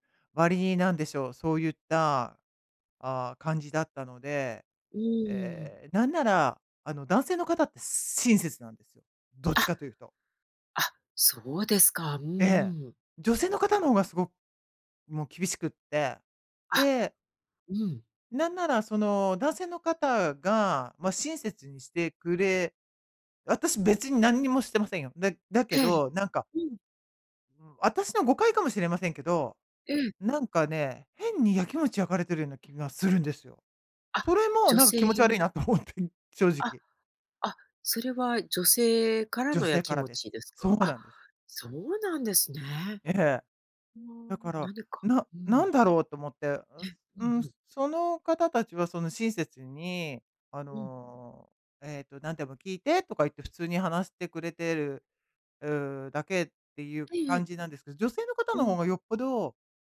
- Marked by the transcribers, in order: laughing while speaking: "気持ち悪いなと思って"
- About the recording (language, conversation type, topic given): Japanese, advice, 攻撃的な言葉を言われたとき、どうやって自分を守ればいいですか？